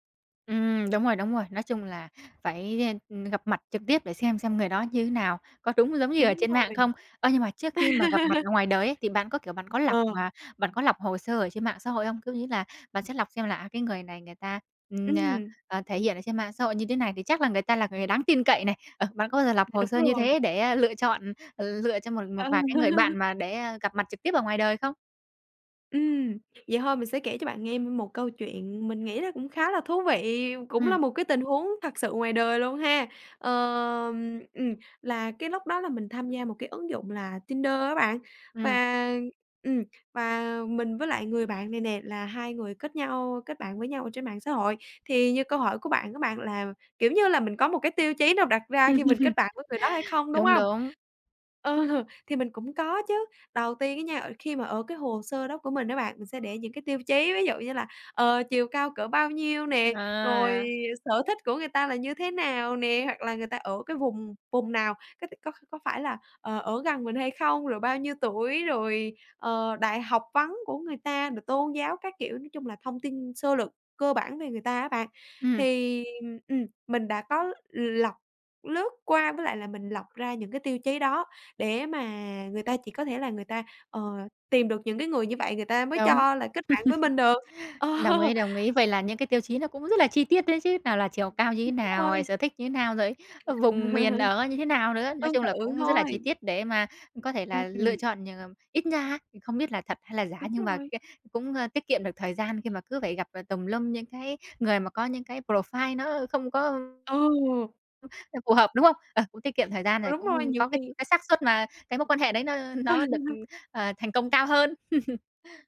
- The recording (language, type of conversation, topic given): Vietnamese, podcast, Bạn làm thế nào để giữ cho các mối quan hệ luôn chân thành khi mạng xã hội ngày càng phổ biến?
- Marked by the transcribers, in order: tapping; laugh; other background noise; laugh; laugh; laughing while speaking: "Ờ"; laugh; laughing while speaking: "ờ"; laugh; in English: "profile"; laugh; laugh